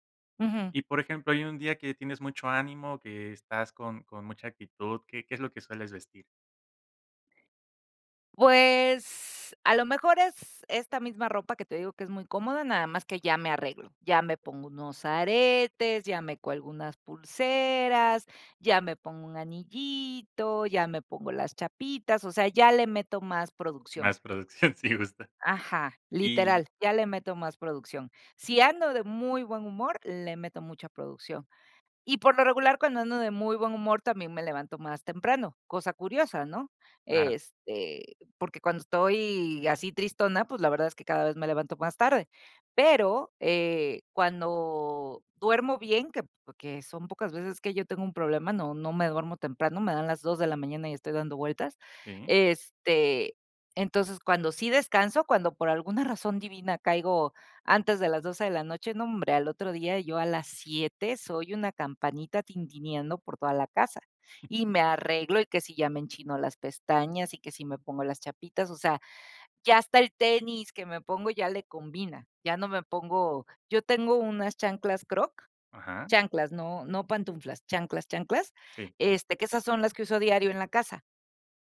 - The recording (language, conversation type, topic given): Spanish, podcast, ¿Tienes prendas que usas según tu estado de ánimo?
- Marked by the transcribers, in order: drawn out: "Pues"; laughing while speaking: "producción, sí"; other background noise; "pantuflas" said as "pantunflas"